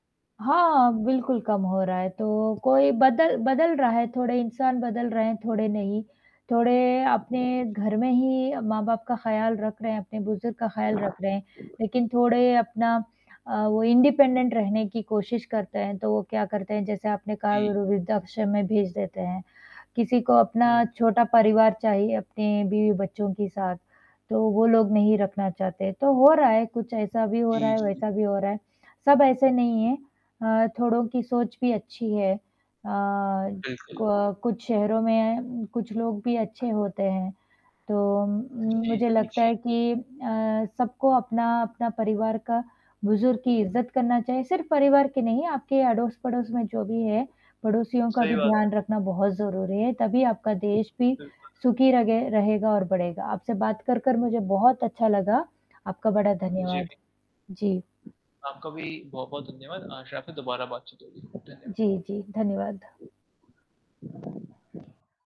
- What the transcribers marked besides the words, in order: static; in English: "इंडिपेंडेंट"
- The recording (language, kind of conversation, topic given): Hindi, unstructured, क्या आपको लगता है कि हम अपने बुजुर्गों का पर्याप्त सम्मान करते हैं?